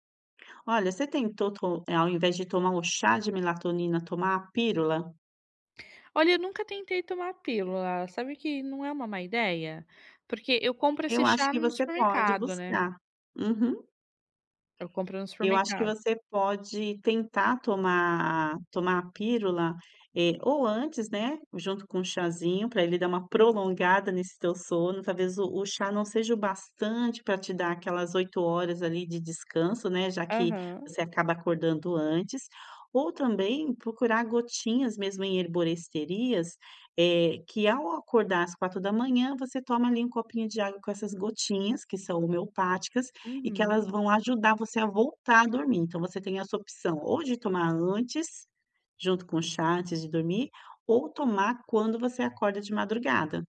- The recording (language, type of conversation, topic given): Portuguese, advice, Como posso desacelerar de forma simples antes de dormir?
- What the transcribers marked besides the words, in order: "pílula" said as "pírula"; "pílula" said as "pírula"